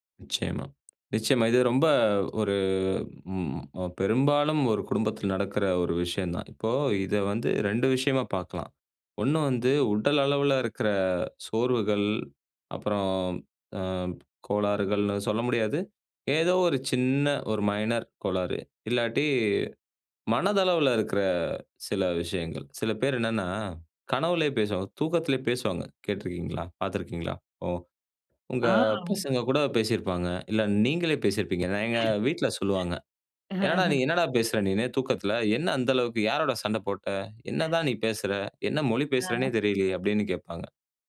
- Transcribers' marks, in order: other background noise; other noise; laugh
- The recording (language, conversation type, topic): Tamil, podcast, மிதமான உறக்கம் உங்கள் நாளை எப்படி பாதிக்கிறது என்று நீங்கள் நினைக்கிறீர்களா?